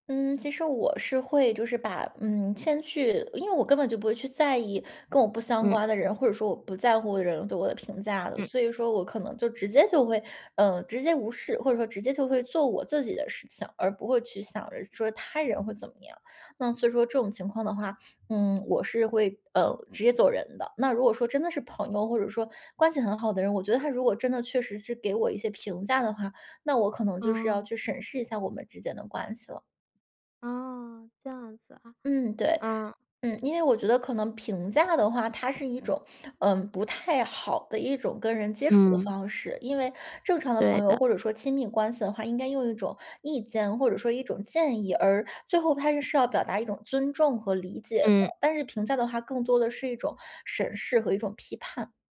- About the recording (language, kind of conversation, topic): Chinese, podcast, 你会如何应对别人对你变化的评价？
- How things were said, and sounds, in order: other background noise